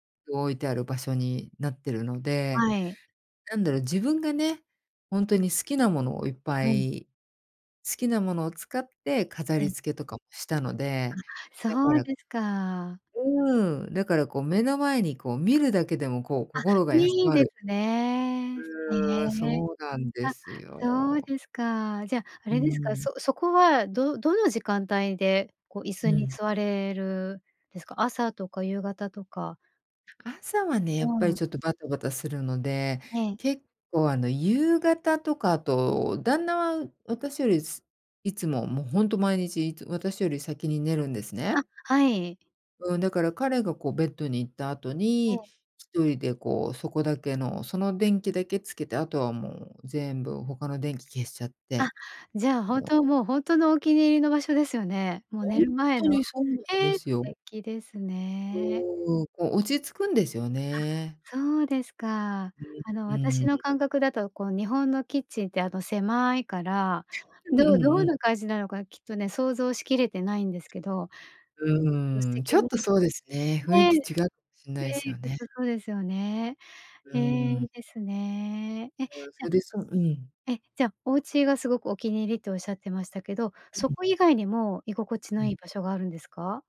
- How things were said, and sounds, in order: other background noise; unintelligible speech; unintelligible speech
- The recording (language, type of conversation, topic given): Japanese, podcast, 家の中で一番居心地のいい場所はどこですか？
- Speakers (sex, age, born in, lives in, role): female, 50-54, Japan, Japan, host; female, 50-54, Japan, United States, guest